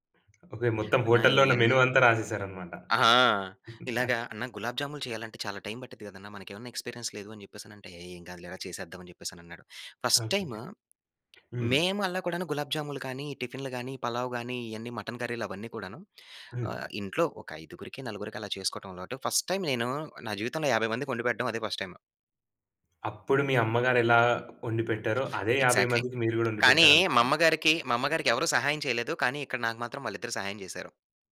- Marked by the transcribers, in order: tapping; in English: "హోటల్‌లో"; in English: "మెను"; chuckle; in English: "ఎక్స్‌పీరియన్స్"; in English: "ఫస్ట్ టైమ్"; other background noise; in English: "ఫస్ట్ టైమ్"; in English: "ఫస్ట్ టైమ్"; in English: "ఎగ్జాక్ట్‌లీ"
- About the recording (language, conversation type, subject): Telugu, podcast, అతిథుల కోసం వండేటప్పుడు ఒత్తిడిని ఎలా ఎదుర్కొంటారు?